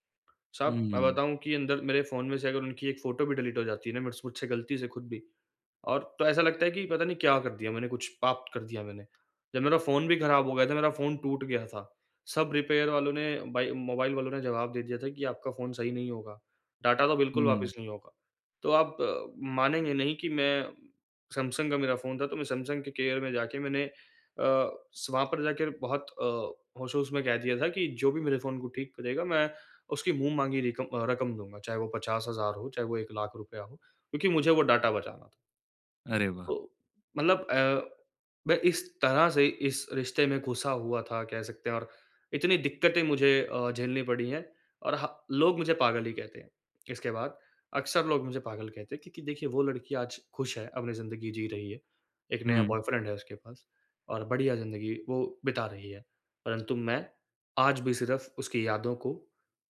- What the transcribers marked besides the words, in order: in English: "डिलीट"; in English: "रिपेयर"; in English: "केयर"; in English: "बॉयफ्रेंड"
- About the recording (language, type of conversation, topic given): Hindi, advice, टूटे रिश्ते के बाद मैं आत्मिक शांति कैसे पा सकता/सकती हूँ और नई शुरुआत कैसे कर सकता/सकती हूँ?